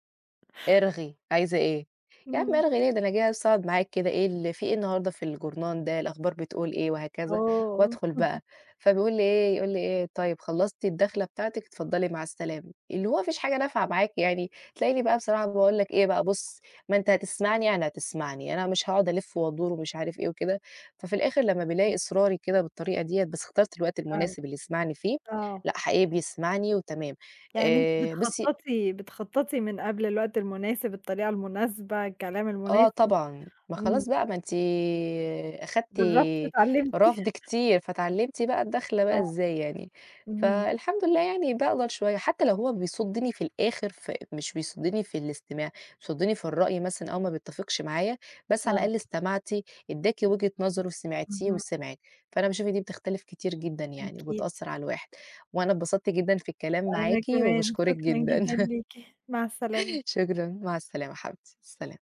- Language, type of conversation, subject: Arabic, unstructured, عمرك حسّيت بالغضب عشان حد رفض يسمعك؟
- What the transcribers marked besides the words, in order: laugh; unintelligible speech; tapping; chuckle; other background noise; laugh